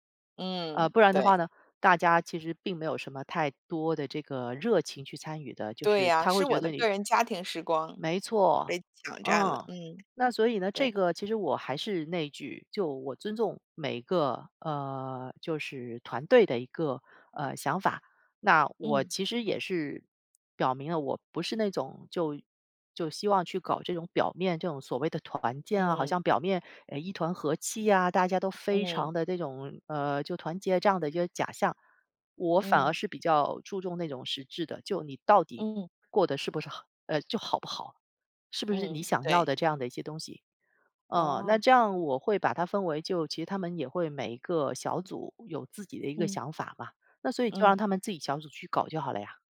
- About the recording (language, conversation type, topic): Chinese, podcast, 作为领导者，如何有效激励团队士气？
- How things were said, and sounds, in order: none